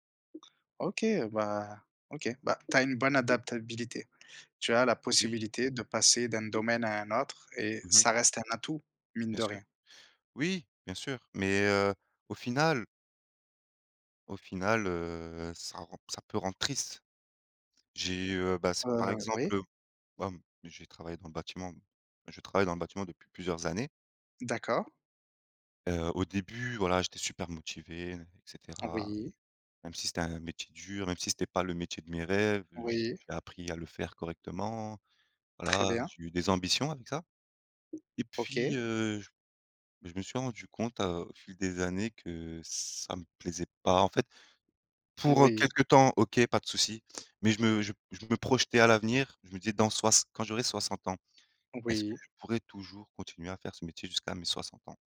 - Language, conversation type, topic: French, unstructured, Qu’est-ce qui te rend triste dans ta vie professionnelle ?
- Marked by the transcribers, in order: tapping; other background noise; stressed: "triste"